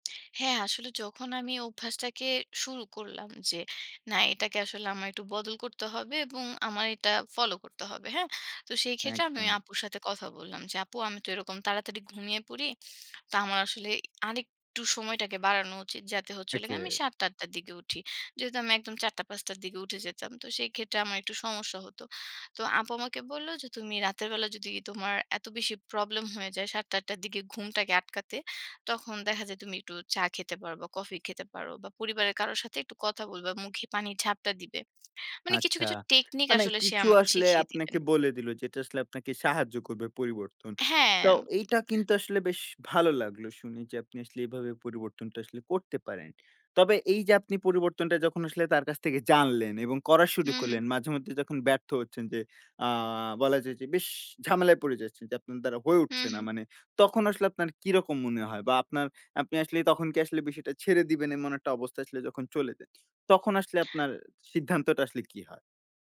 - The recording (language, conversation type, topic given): Bengali, podcast, বদলকে দীর্ঘস্থায়ী করতে আপনি কোন নিয়ম মেনে চলেন?
- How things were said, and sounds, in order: tsk; other background noise; tapping; drawn out: "আ"